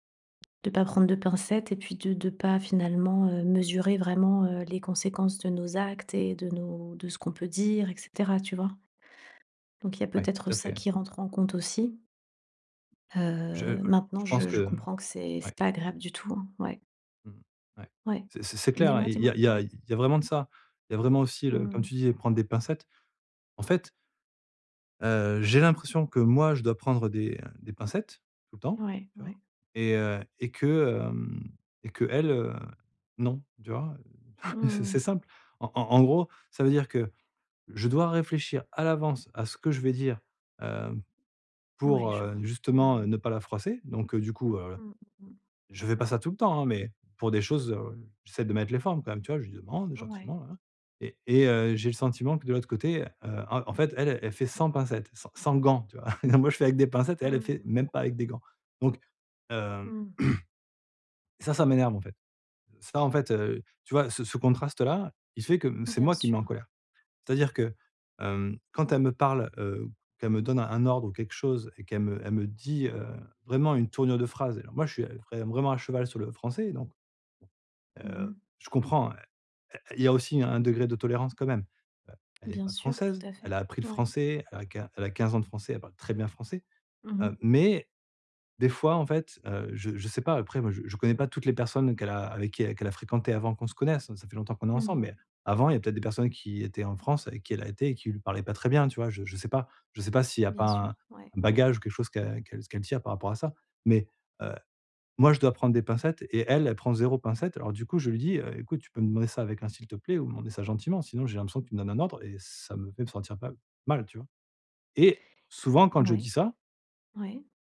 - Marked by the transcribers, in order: other background noise; chuckle; throat clearing; tapping
- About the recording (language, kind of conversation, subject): French, advice, Comment puis-je mettre fin aux disputes familiales qui reviennent sans cesse ?